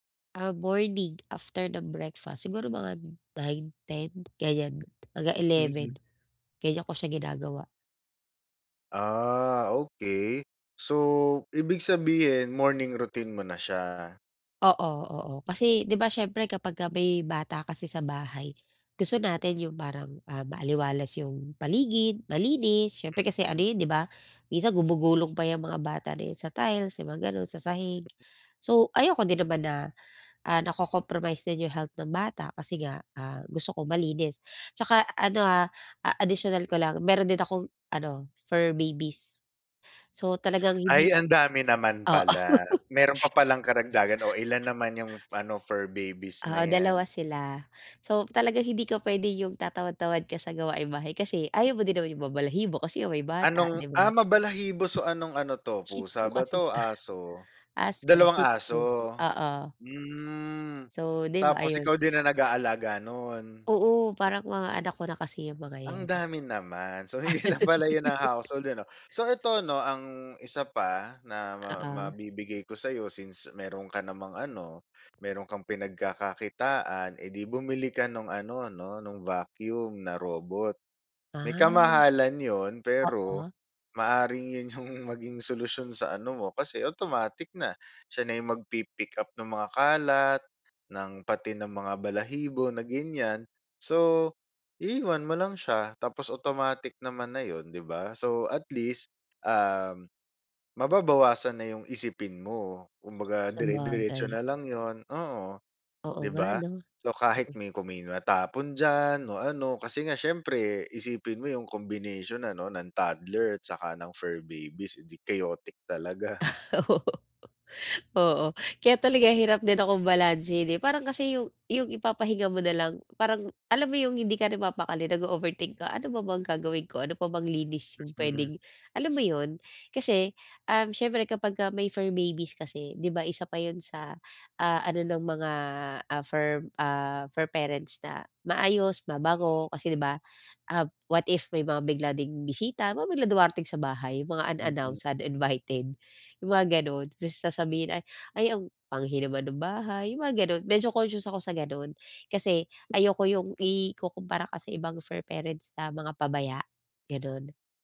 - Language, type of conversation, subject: Filipino, advice, Paano ko mababalanse ang pahinga at mga gawaing-bahay tuwing katapusan ng linggo?
- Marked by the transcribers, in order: laughing while speaking: "oo"; laugh; laughing while speaking: "hindi lang pala"; laughing while speaking: "Ah, oo"